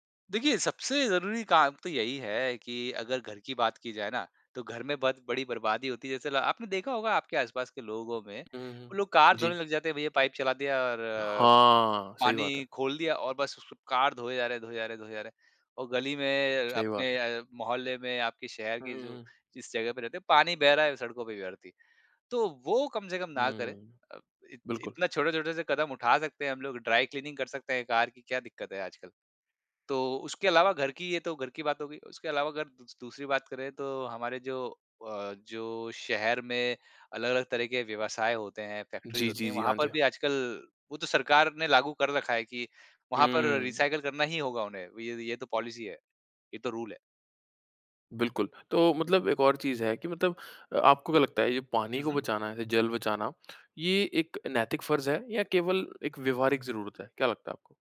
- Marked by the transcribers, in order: in English: "ड्राई क्लीनिंग"; in English: "फैक्ट्रीज़"; in English: "रिसाइकिल"; in English: "पॉलिसी"; in English: "रूल"
- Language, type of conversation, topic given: Hindi, podcast, आप जल बचाने के आसान तरीके बताइए क्या?